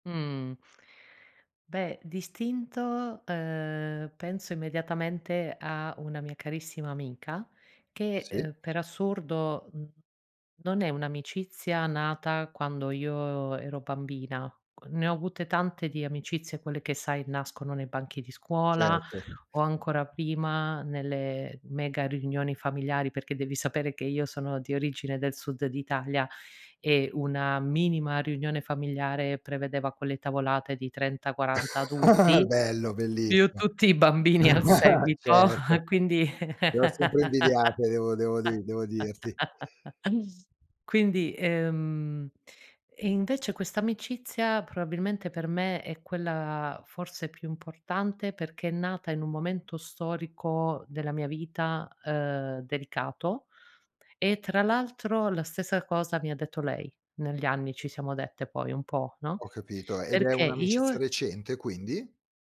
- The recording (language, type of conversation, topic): Italian, podcast, Qual è una storia di amicizia che non dimenticherai mai?
- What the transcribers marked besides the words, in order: other background noise; laugh; laughing while speaking: "i bambini al seguito, quindi"; laugh; "probabilmente" said as "proabilmente"